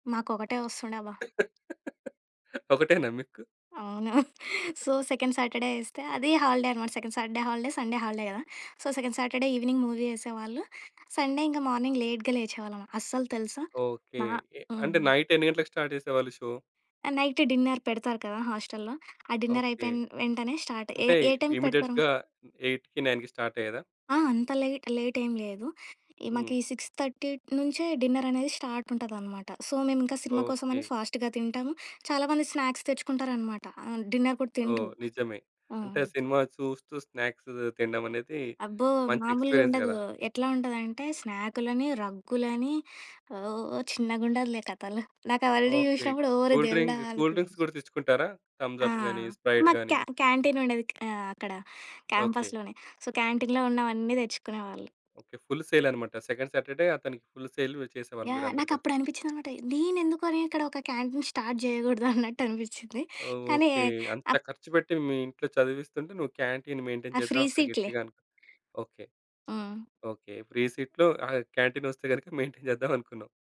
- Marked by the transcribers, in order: laugh; chuckle; in English: "సో, సెకండ్ సాటర్‌డే"; chuckle; in English: "హాలిడే"; in English: "సెకండ్ సాటర్‌డే హాలిడే. సండే హాలిడే"; in English: "సో, సెకండ్ సాటర్‌డే ఈవినింగ్ మూవీ"; in English: "సండే"; in English: "మార్నింగ్ లేట్‌గా"; in English: "నైట్"; in English: "స్టార్ట్"; in English: "షో?"; in English: "నైట్ డిన్నర్"; in English: "హాస్టల్‌లో"; in English: "డిన్నర్"; in English: "ఇమ్మీడియేట్‌గా ఎయిట్‌కీ నైన్‌కీ స్టార్ట్"; in English: "స్టార్ట్"; in English: "లేట్"; in English: "సిక్స్ థర్టీ"; in English: "స్టార్ట్"; in English: "సో"; in English: "ఫాస్ట్‌గా"; in English: "స్నాక్స్"; in English: "డిన్నర్"; in English: "స్నాక్స్"; in English: "ఎక్స్పీరియన్స్"; in English: "ఆల్రెడీ"; in English: "కూల్ డ్రింక్ కూల్ డ్రింక్స్"; other background noise; in English: "క్యాంపస్‌లోనే. సో, క్యాంటీన్‌లో"; in English: "ఫుల్ సేల్"; in English: "సెకండ్ సాటర్‌డే"; in English: "ఫుల్ సేల్"; in English: "క్యాంటీన్ స్టార్ట్"; chuckle; in English: "క్యాంటీన్ మెయింటైన్"; in English: "ఫ్రీ"; in English: "ఫ్రీ సీట్‌లో"; laughing while speaking: "మెయింటైన్ చేద్దాం అనుకున్నావు"; in English: "మెయింటైన్"
- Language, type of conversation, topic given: Telugu, podcast, మీరు కొత్త హాబీని ఎలా మొదలుపెట్టారు?